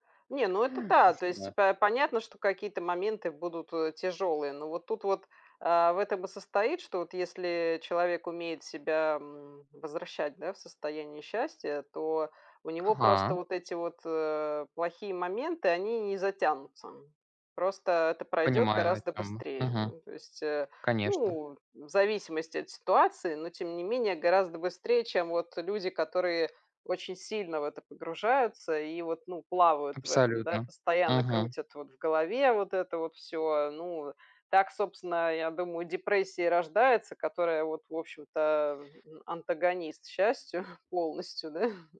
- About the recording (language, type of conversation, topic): Russian, unstructured, Как ты понимаешь слово «счастье»?
- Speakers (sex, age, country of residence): female, 45-49, Spain; male, 20-24, Germany
- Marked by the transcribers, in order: unintelligible speech; laughing while speaking: "счастью"; laughing while speaking: "да"